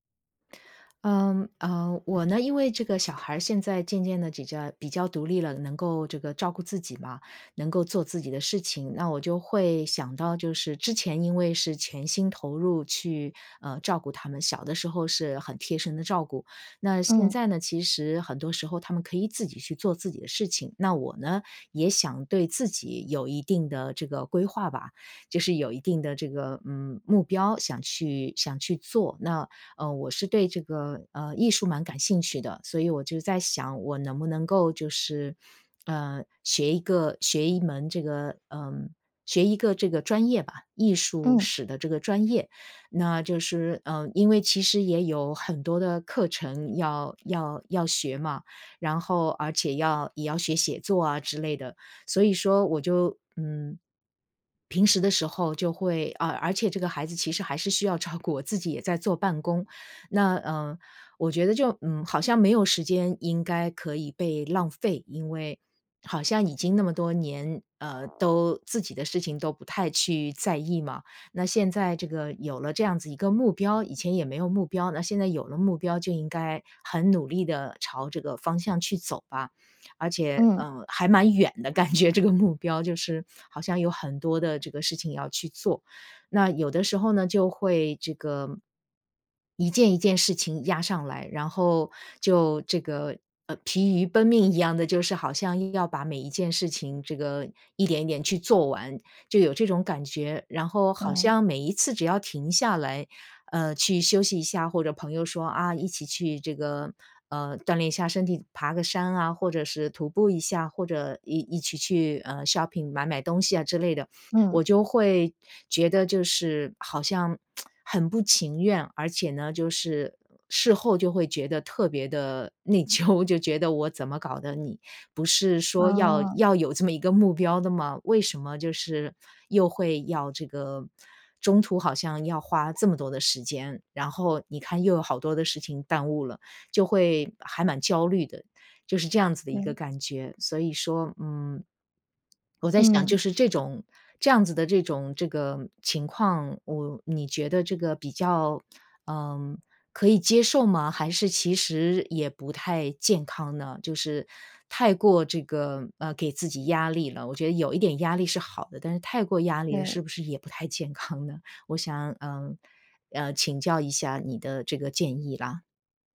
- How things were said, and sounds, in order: laughing while speaking: "照顾"; other background noise; laughing while speaking: "感觉这个"; in English: "shopping"; tsk; laughing while speaking: "内疚"; laughing while speaking: "健康呢？"
- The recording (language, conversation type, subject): Chinese, advice, 如何在保持自律的同时平衡努力与休息，而不对自己过于苛刻？